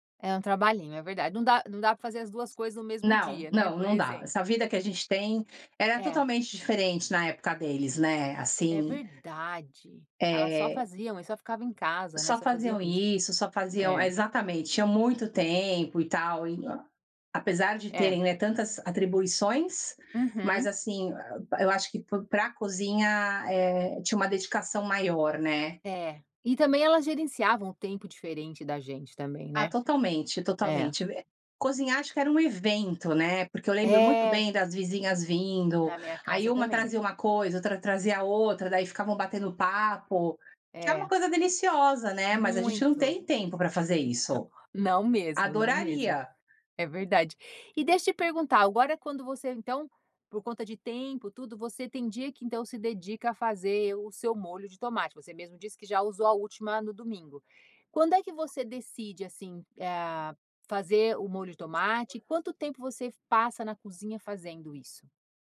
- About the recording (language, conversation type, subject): Portuguese, podcast, Você pode me contar sobre uma receita que passou de geração em geração na sua família?
- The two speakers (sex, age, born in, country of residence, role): female, 50-54, Brazil, United States, guest; female, 50-54, United States, United States, host
- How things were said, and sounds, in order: unintelligible speech; other background noise